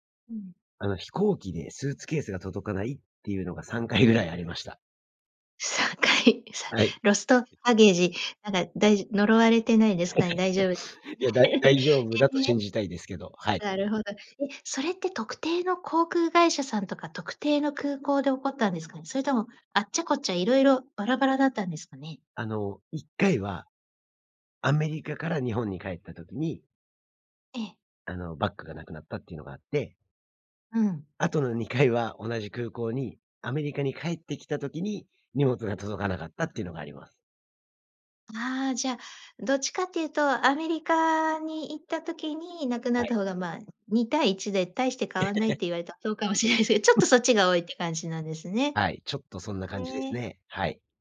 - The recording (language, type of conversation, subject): Japanese, podcast, 荷物が届かなかったとき、どう対応しましたか？
- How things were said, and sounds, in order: laughing while speaking: "さんかい！"; laugh; sniff; giggle; laugh; chuckle